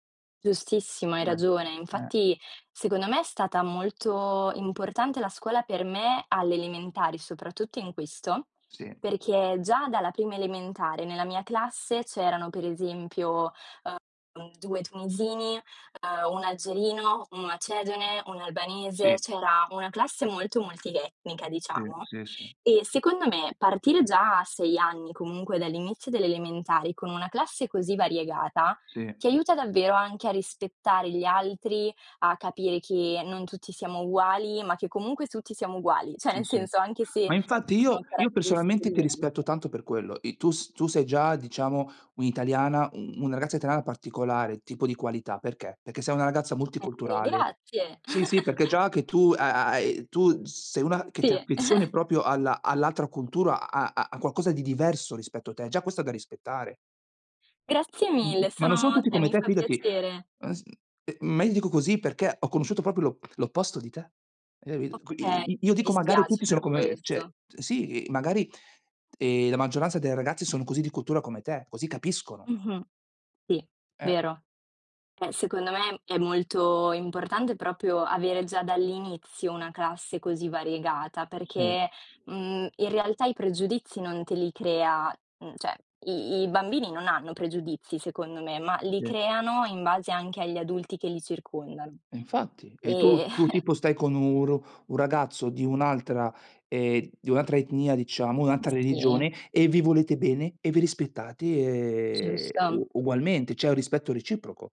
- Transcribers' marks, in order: tapping; "cioè" said as "ceh"; "Cioè" said as "ceh"; unintelligible speech; chuckle; "proprio" said as "propio"; chuckle; "cioè" said as "ceh"; "proprio" said as "propio"; "proprio" said as "propio"; "cioè" said as "ceh"; other background noise; snort; drawn out: "ehm"
- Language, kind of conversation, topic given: Italian, unstructured, Quanto è importante, secondo te, la scuola nella vita?